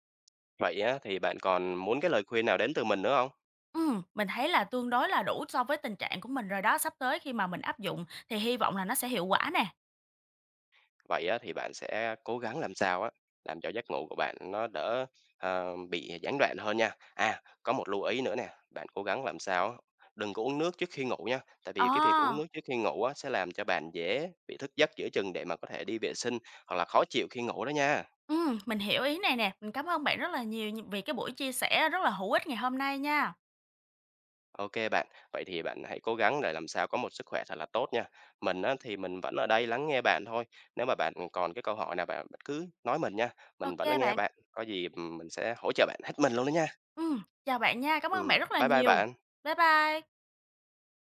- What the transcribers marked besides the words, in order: tapping
- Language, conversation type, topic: Vietnamese, advice, Làm việc muộn khiến giấc ngủ của bạn bị gián đoạn như thế nào?